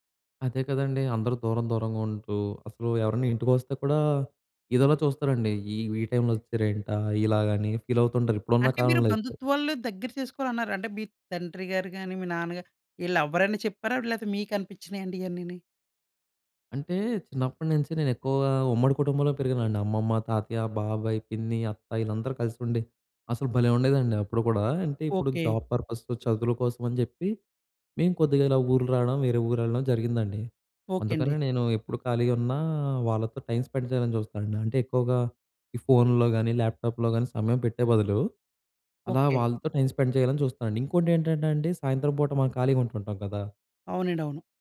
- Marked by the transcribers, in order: in English: "ఫీల్"; in English: "జాబ్"; in English: "టైం స్పెండ్"; in English: "ల్యాప్‌టాప్‌లో"; in English: "టైం స్పెండ్"
- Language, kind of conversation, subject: Telugu, podcast, స్క్రీన్ టైమ్‌కు కుటుంబ రూల్స్ ఎలా పెట్టాలి?